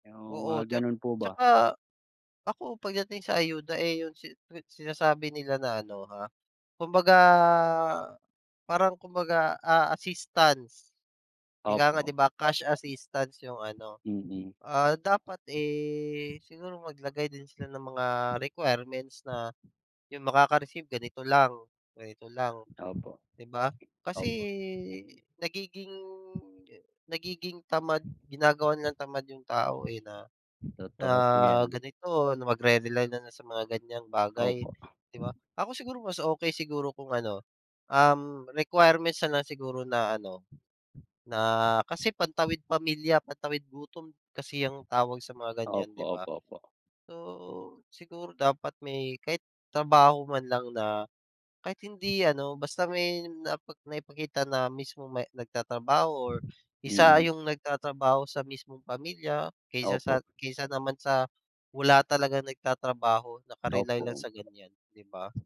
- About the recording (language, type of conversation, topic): Filipino, unstructured, Ano ang opinyon mo sa mga hakbang ng gobyerno laban sa korapsyon?
- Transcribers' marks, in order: other background noise; wind; tapping